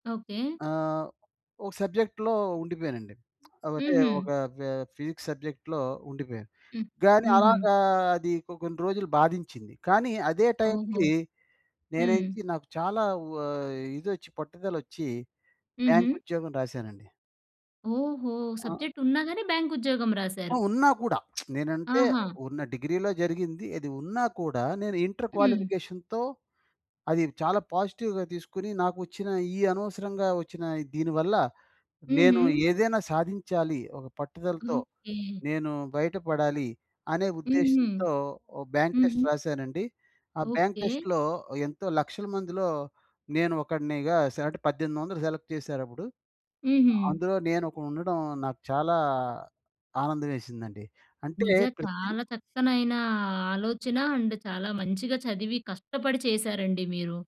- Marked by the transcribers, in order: in English: "సబ్జెక్ట్‌లో"; lip smack; in English: "సబ్జెక్ట్‌లో"; in English: "సబ్జెక్ట్"; lip smack; in English: "క్వాలిఫికేషన్‌తో"; in English: "పాజిటివ్‌గా"; in English: "టెస్ట్"; in English: "టెస్ట్‌లో"; in English: "సెలెక్ట్"; in English: "అండ్"; other background noise
- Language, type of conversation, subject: Telugu, podcast, విమర్శ వచ్చినప్పుడు మీరు ఎలా స్పందిస్తారు?